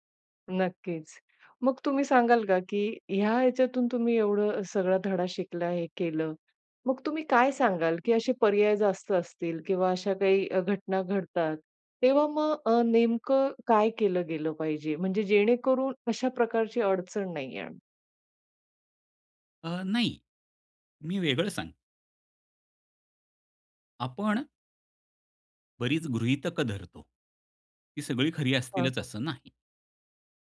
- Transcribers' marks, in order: none
- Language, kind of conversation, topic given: Marathi, podcast, पर्याय जास्त असतील तर तुम्ही कसे निवडता?